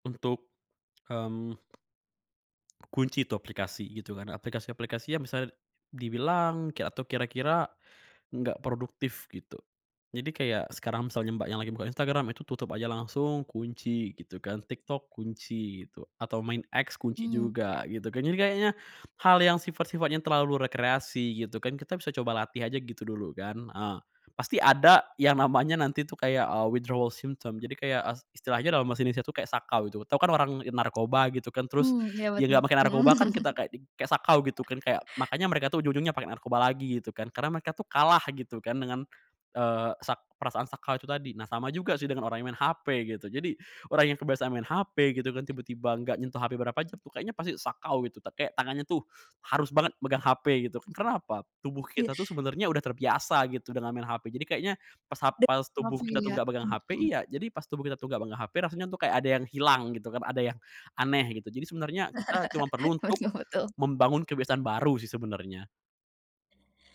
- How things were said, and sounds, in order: tapping; other background noise; in English: "withdrawal symptoms"; laughing while speaking: "Mhm"; chuckle; laughing while speaking: "Buat ngefoto"
- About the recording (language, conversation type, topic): Indonesian, podcast, Pernahkah kamu merasa kecanduan ponsel, dan bagaimana kamu mengatasinya?